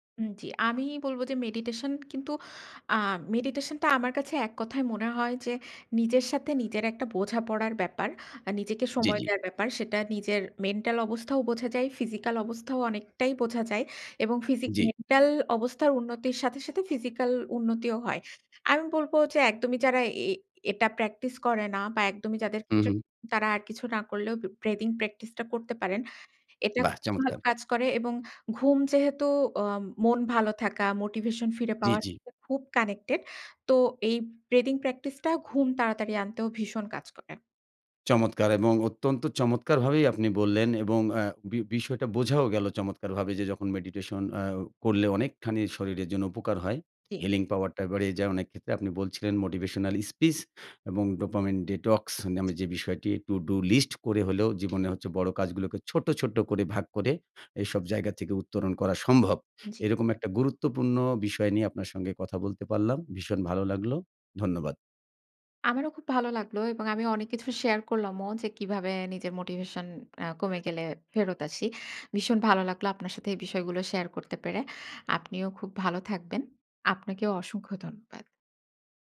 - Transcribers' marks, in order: in English: "মেডিটেশন"; in English: "মেডিটেশন"; in English: "ফিজিক্যাল"; in English: "ফিজিক্যাল"; in English: "b breathing প্র্যাকটিস"; in English: "মোটিভেশন"; unintelligible speech; in English: "কানেক্টেড"; in English: "ব্রেথিং প্র্যাকটিস"; in English: "মেডিটেশন"; in English: "healing power"; in English: "মোটিভেশনাল স্পিস"; in English: "ডোপামিন ডিটক্স"; tapping; in English: "টুডু লিস্ট"; in English: "মোটিভেশন"
- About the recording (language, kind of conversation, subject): Bengali, podcast, মোটিভেশন কমে গেলে আপনি কীভাবে নিজেকে আবার উদ্দীপ্ত করেন?
- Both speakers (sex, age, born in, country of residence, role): female, 30-34, Bangladesh, Bangladesh, guest; male, 40-44, Bangladesh, Bangladesh, host